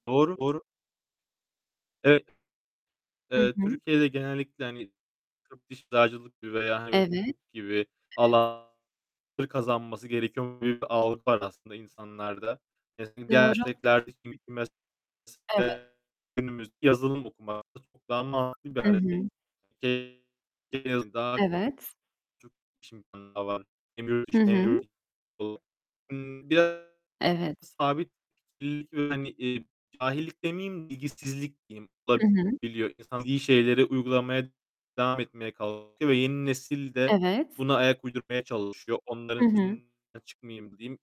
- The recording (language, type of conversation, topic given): Turkish, unstructured, Kardeşler arasındaki rekabet sağlıklı mı?
- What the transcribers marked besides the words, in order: distorted speech; unintelligible speech; other background noise; unintelligible speech; unintelligible speech